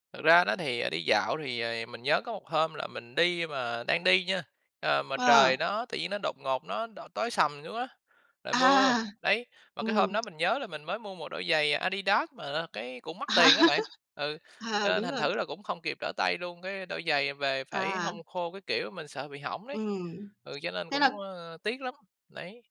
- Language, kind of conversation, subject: Vietnamese, unstructured, Bạn cảm thấy thế nào khi đi dạo trong công viên?
- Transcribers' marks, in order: tapping; laughing while speaking: "À. À"; laugh